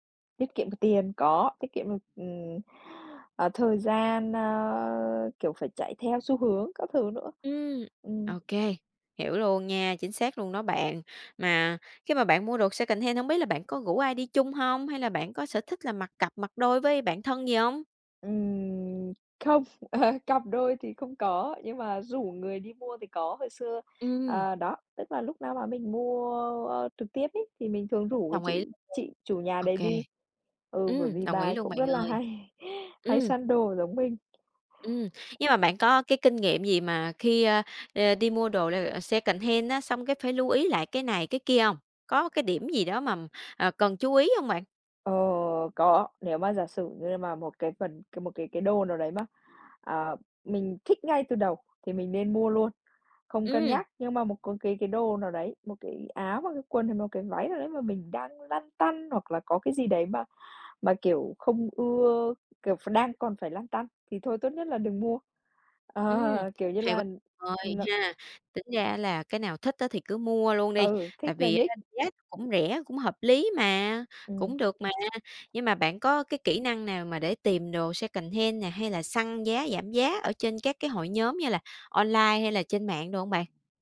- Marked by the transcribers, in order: in English: "secondhand"; other background noise; laughing while speaking: "Ờ"; laughing while speaking: "hay"; tapping; in English: "secondhand"; "mà" said as "mằm"; in English: "secondhand"
- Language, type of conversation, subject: Vietnamese, podcast, Bạn nghĩ gì về việc mặc quần áo đã qua sử dụng hoặc đồ cổ điển?